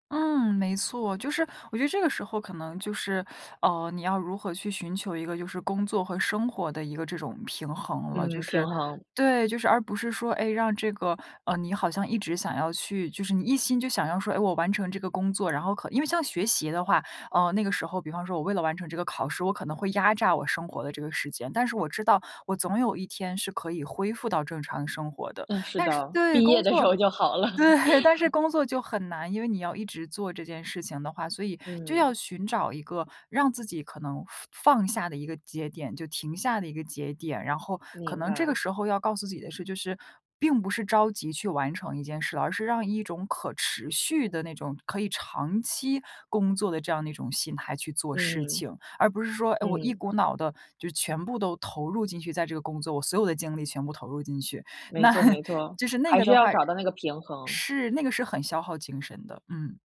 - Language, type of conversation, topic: Chinese, podcast, 如何在短时间内恢复斗志？
- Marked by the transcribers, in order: tapping; laughing while speaking: "时候就好了"; laugh; other background noise; laughing while speaking: "对"; laughing while speaking: "那"